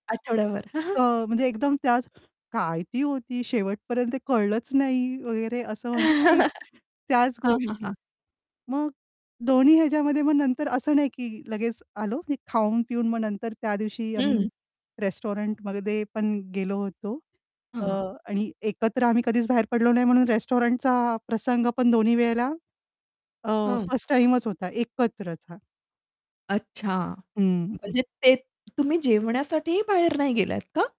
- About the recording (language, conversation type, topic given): Marathi, podcast, तुम्ही तुमच्या कौटुंबिक आठवणीतला एखादा किस्सा सांगाल का?
- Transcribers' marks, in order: chuckle; other background noise; chuckle; distorted speech; in English: "रेस्टॉरंटमध्ये"; static; tapping; in English: "रेस्टॉरंटचा"; other noise